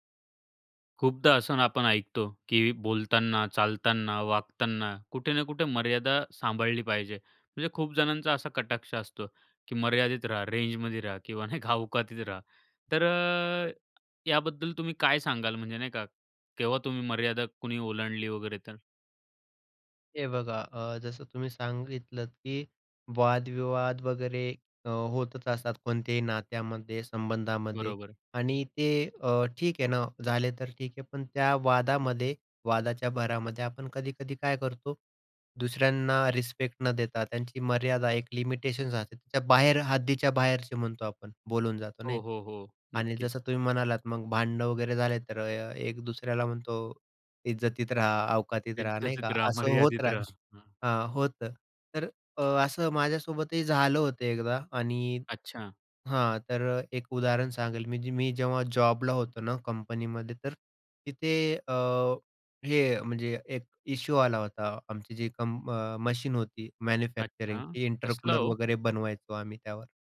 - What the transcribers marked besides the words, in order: laughing while speaking: "मर्यादित"; laughing while speaking: "राहत"
- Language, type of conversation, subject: Marathi, podcast, एखाद्याने तुमची मर्यादा ओलांडली तर तुम्ही सर्वात आधी काय करता?